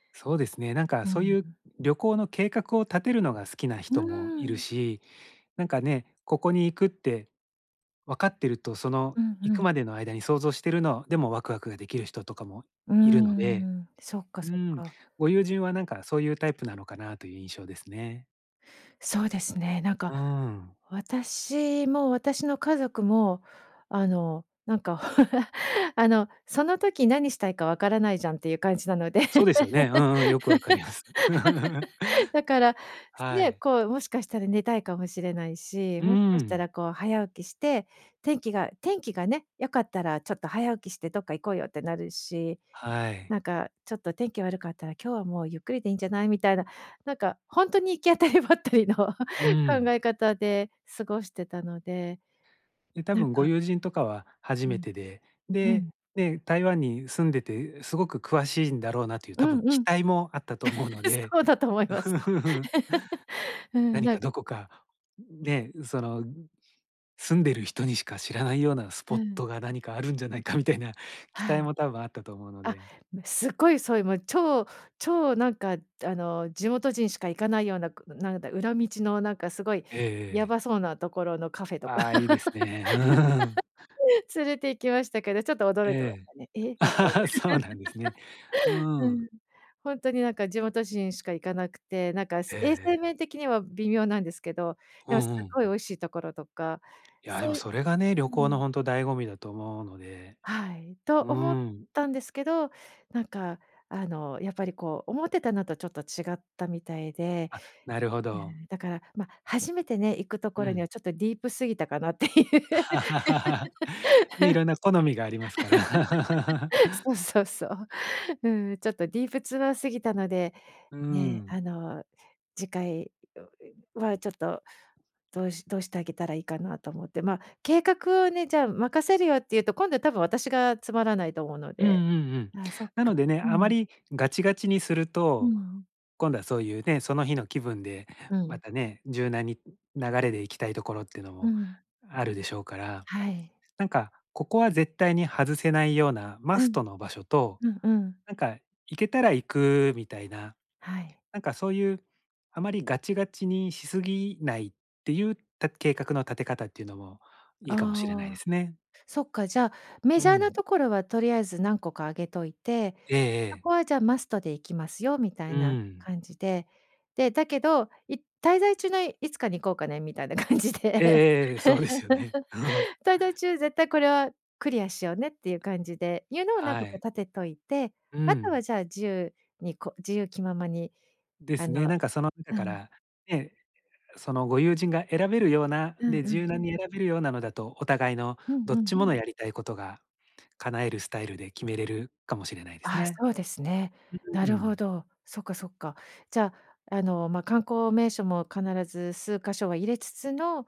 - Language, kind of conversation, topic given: Japanese, advice, 旅行の計画をうまく立てるには、どこから始めればよいですか？
- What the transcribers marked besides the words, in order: chuckle; laugh; laughing while speaking: "分かります"; laugh; tapping; other background noise; laughing while speaking: "行き当たりばったりの"; chuckle; laughing while speaking: "そうだと思います"; laughing while speaking: "思うので、うーん"; chuckle; laughing while speaking: "あるんじゃないかみたいな"; laugh; chuckle; laugh; laugh; laughing while speaking: "ていう"; laugh; laugh; laughing while speaking: "感じで"; laughing while speaking: "そうですよね"; laugh; chuckle